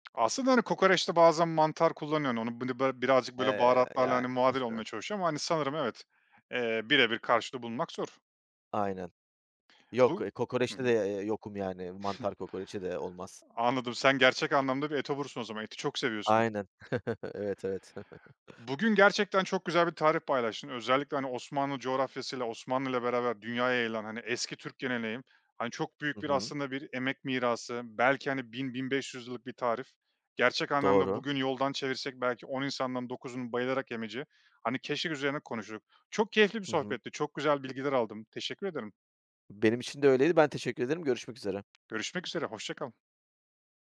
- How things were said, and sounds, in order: tapping; chuckle; other background noise; chuckle; chuckle
- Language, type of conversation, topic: Turkish, podcast, Ailenin aktardığı bir yemek tarifi var mı?